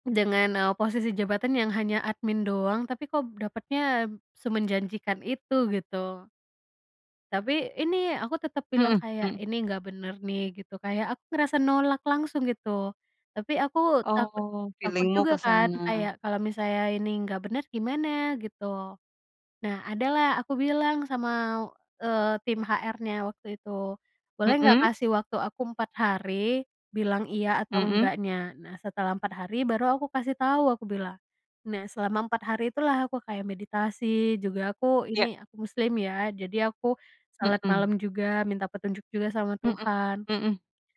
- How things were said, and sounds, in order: tapping; in English: "feeling-mu"
- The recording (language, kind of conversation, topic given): Indonesian, podcast, Bagaimana cara Anda melatih intuisi dalam kehidupan sehari-hari?